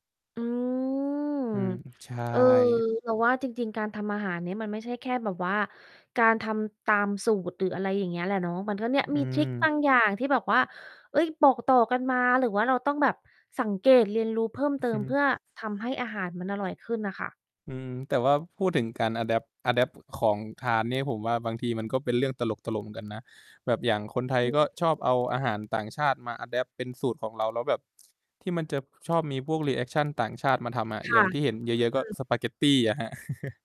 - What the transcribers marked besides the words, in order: distorted speech; in English: "อะแดปต์ อะแดปต์"; static; in English: "อะแดปต์"; in English: "รีแอกชัน"; chuckle
- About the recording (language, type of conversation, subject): Thai, unstructured, คุณคิดว่าการเรียนรู้ทำอาหารมีประโยชน์กับชีวิตอย่างไร?